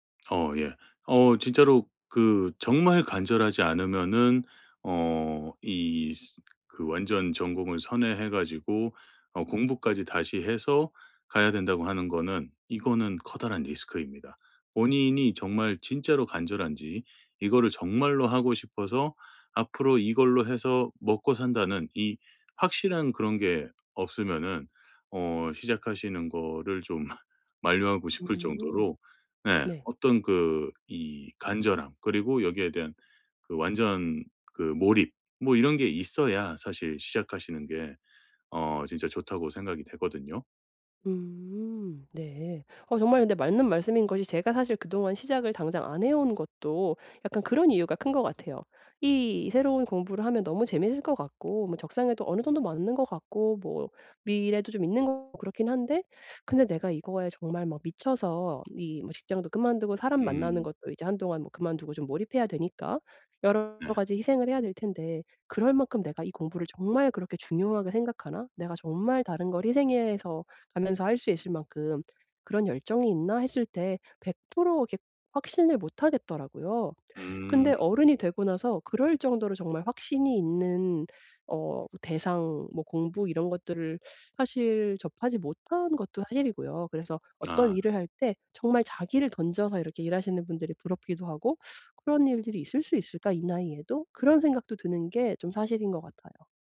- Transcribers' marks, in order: laugh; other background noise; tapping
- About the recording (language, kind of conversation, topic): Korean, advice, 내 목표를 이루는 데 어떤 장애물이 생길 수 있나요?